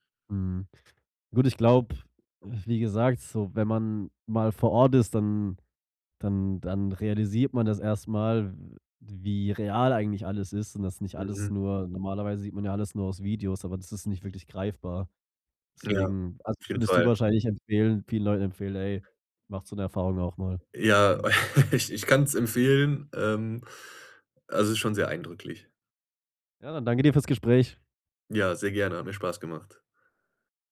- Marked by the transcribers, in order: laugh
- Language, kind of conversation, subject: German, podcast, Was war deine denkwürdigste Begegnung auf Reisen?